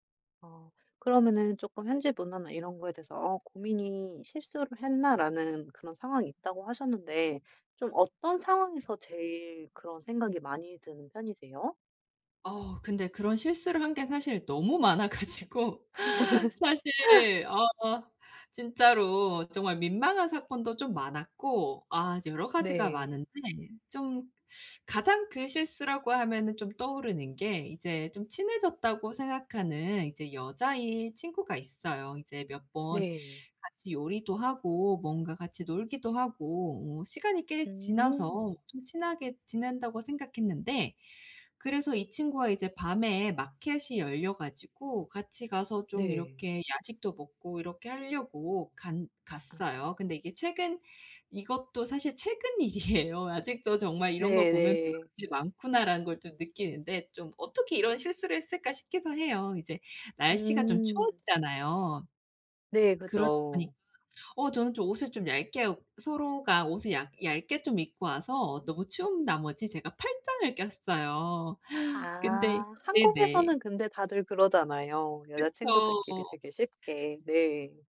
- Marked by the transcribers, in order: other background noise; laughing while speaking: "많아 가지고"; laugh; in English: "마켓이"; laughing while speaking: "일이에요"
- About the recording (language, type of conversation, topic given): Korean, advice, 현지 문화를 존중하며 민감하게 적응하려면 어떻게 해야 하나요?